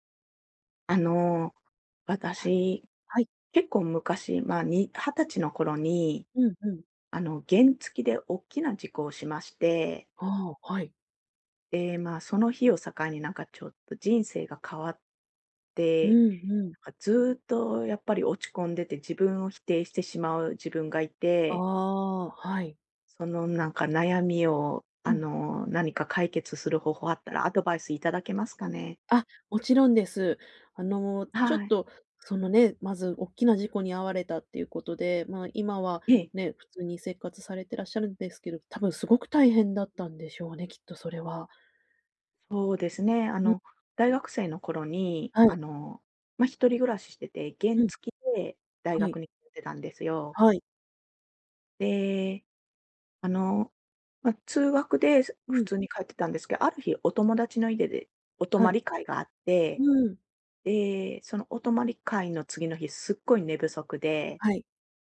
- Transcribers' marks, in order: none
- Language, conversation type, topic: Japanese, advice, 過去の失敗を引きずって自己否定が続くのはなぜですか？